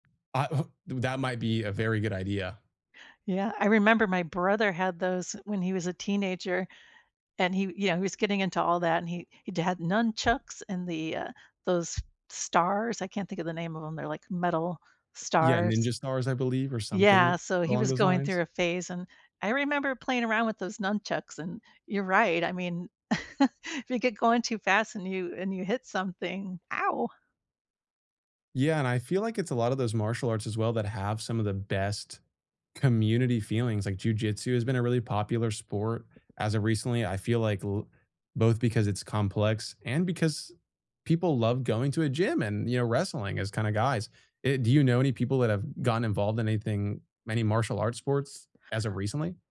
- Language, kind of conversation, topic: English, unstructured, How do communities make fitness fun while helping you stay motivated and connected?
- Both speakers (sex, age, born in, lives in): female, 55-59, United States, United States; male, 25-29, United States, United States
- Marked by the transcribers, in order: chuckle; tapping